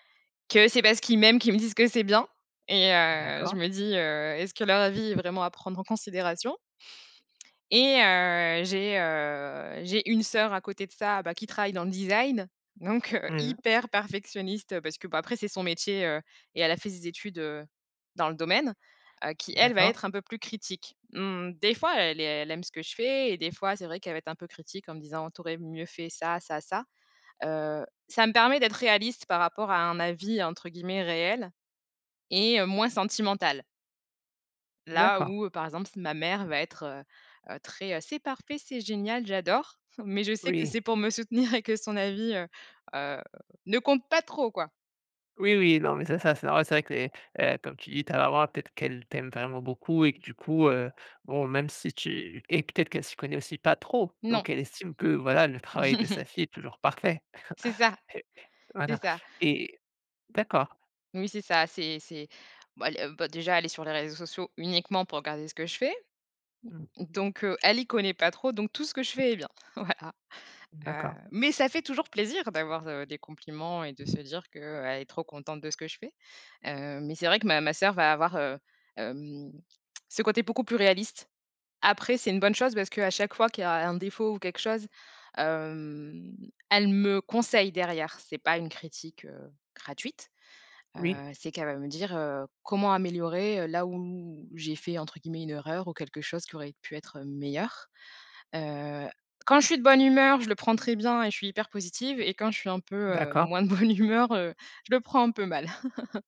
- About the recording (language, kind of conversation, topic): French, advice, Comment le perfectionnisme bloque-t-il l’avancement de tes objectifs ?
- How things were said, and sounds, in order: stressed: "hyper"; other background noise; put-on voice: "C'est parfait, c'est génial, j'adore !"; chuckle; chuckle; chuckle; laughing while speaking: "voilà"; laughing while speaking: "moins"; chuckle